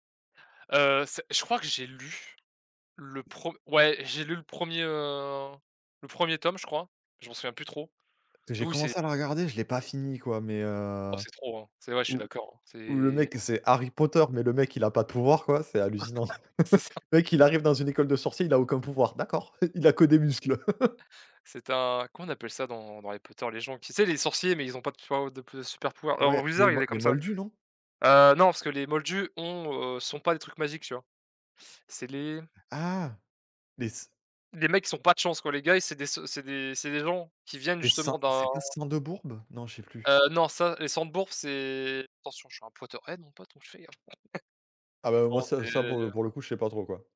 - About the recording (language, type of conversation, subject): French, unstructured, Comment la musique peut-elle changer ton humeur ?
- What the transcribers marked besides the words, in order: other background noise; laugh; laugh; chuckle